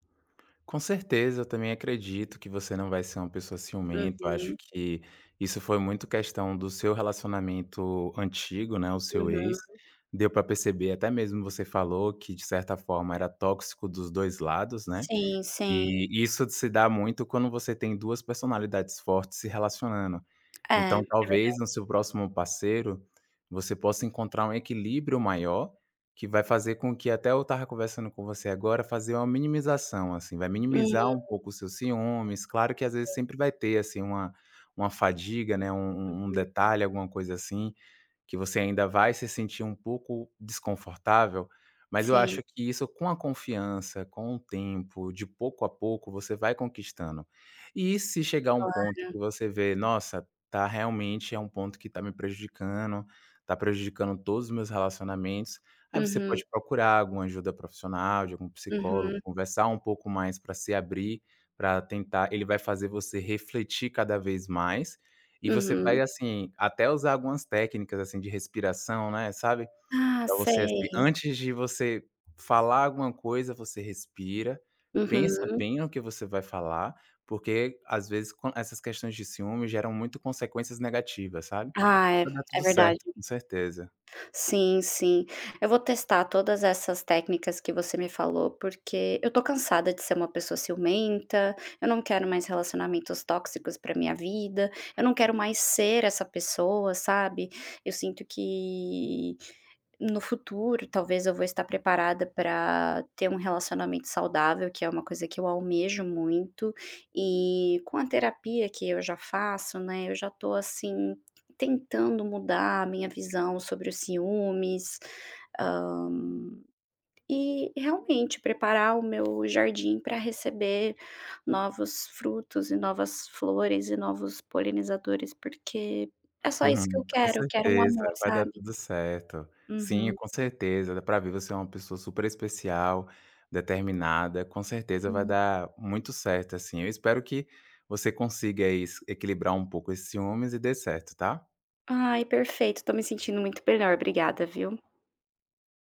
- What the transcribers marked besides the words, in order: tapping; other background noise; drawn out: "que"; drawn out: "Hã"; chuckle
- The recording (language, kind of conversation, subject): Portuguese, advice, Como lidar com um ciúme intenso ao ver o ex com alguém novo?